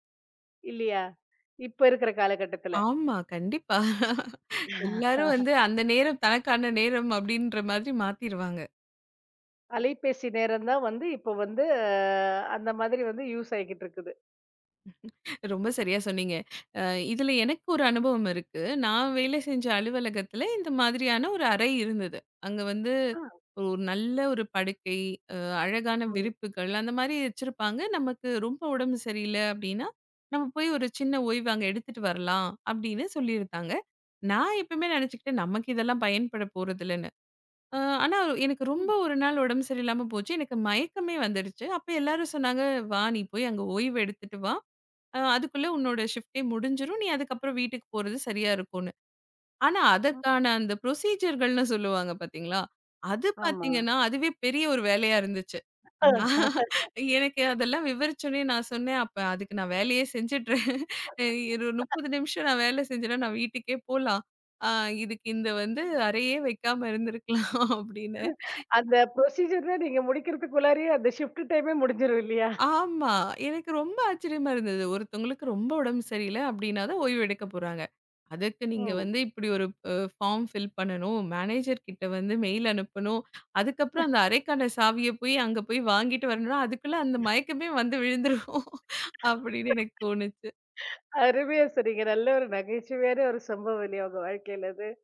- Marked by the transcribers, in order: laughing while speaking: "எல்லாரும் வந்து அந்த நேரம் தனக்கான நேரம் அப்படின்ற மாதிரி மாத்திருவாங்க"; laugh; drawn out: "வந்து"; in English: "யூஸ்"; laughing while speaking: "ரொம்ப சரியா சொன்னீங்க"; in English: "ஷிப்ட்டே"; unintelligible speech; in English: "ப்ரோஸிஸர்"; laugh; laughing while speaking: "நான்"; laugh; laughing while speaking: "செஞ்சறேன், ஒரு முப்பது நிமிஷம் நான் … வைக்காம இருந்திருக்கலாம் அப்டின்னு"; laughing while speaking: "அந்த ப்ரோஸிஸர் நீங்க முடிக்கறதுக்குள்ளே அந்த ஷிப்ட் டைம் முடிஞ்சிரும் இல்லையா?"; in English: "ப்ரோஸிஸர்"; in English: "ஷிப்ட் டைம்"; in English: "பார்ம் ஃபில்"; in English: "மேனேஜர்"; in English: "மெயில்"; other noise; laughing while speaking: "அதுக்குள்ள அந்த மயக்கமே வந்து விழுந்துடும் அப்படின்னு எனக்கு தோணுச்சு"; unintelligible speech; laughing while speaking: "அருமையா சொன்னிங்க. நல்ல ஒரு நகைச்சுவையான ஒரு சம்பவம் இல்லையா? உங்க வாழ்க்கையில அது"
- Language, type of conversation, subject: Tamil, podcast, சிறு ஓய்வுகள் எடுத்த பிறகு உங்கள் அனுபவத்தில் என்ன மாற்றங்களை கவனித்தீர்கள்?